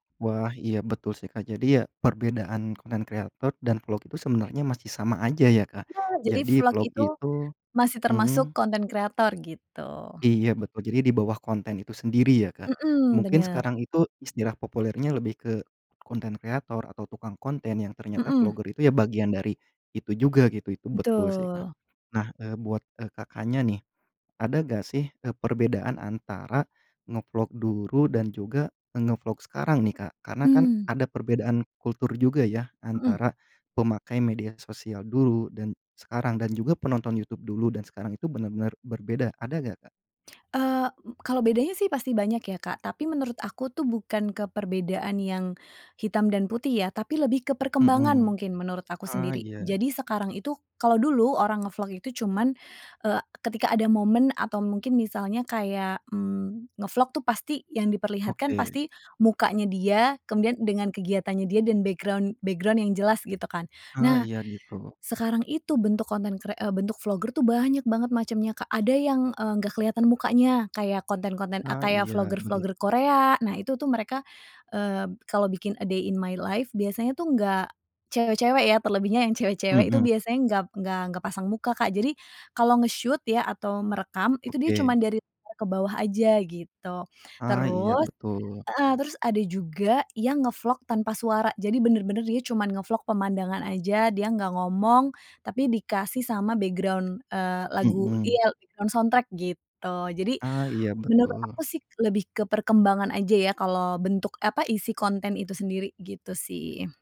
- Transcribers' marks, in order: "dulu" said as "duru"; in English: "background background"; in English: "a day in my life"; in English: "nge-shoot"; unintelligible speech; other background noise; in English: "background"; in English: "background soundtrack"
- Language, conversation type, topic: Indonesian, podcast, Ceritakan hobi lama yang ingin kamu mulai lagi dan alasannya